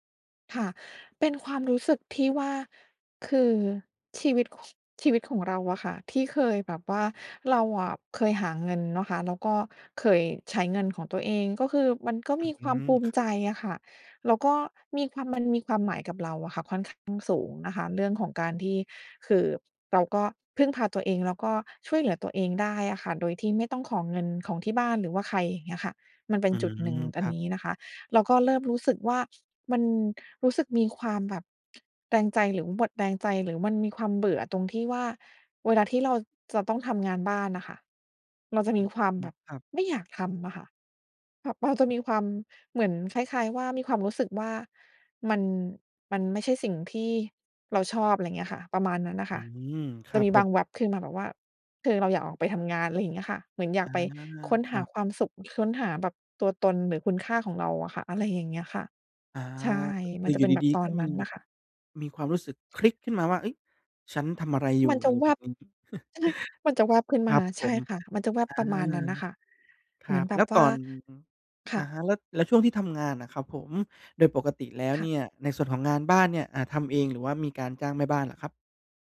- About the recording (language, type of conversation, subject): Thai, advice, จะทำอย่างไรให้มีแรงจูงใจและความหมายในงานประจำวันที่ซ้ำซากกลับมาอีกครั้ง?
- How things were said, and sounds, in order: other background noise; tapping; chuckle